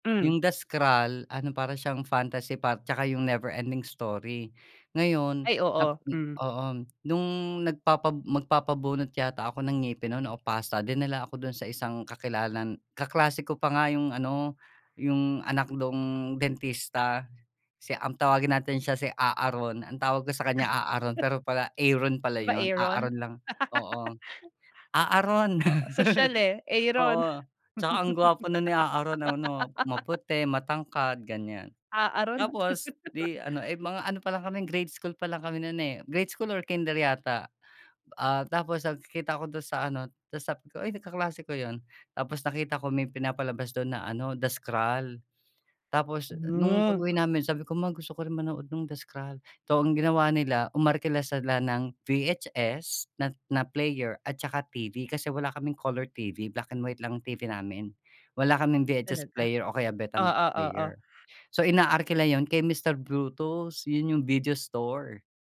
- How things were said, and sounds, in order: laugh; laugh; laugh; laugh
- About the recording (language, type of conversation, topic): Filipino, podcast, Ano ang naaalala mo sa lumang bahay-sinehan o tindahang nagpapaupa ng bidyo?